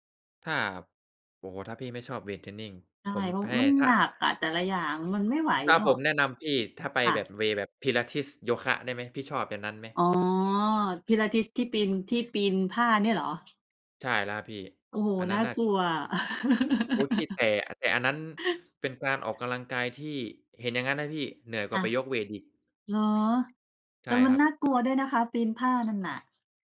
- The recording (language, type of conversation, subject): Thai, unstructured, คุณเคยมีประสบการณ์สนุก ๆ จากงานอดิเรกที่อยากเล่าให้ฟังไหม?
- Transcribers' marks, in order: in English: "เวย์"; other background noise; laugh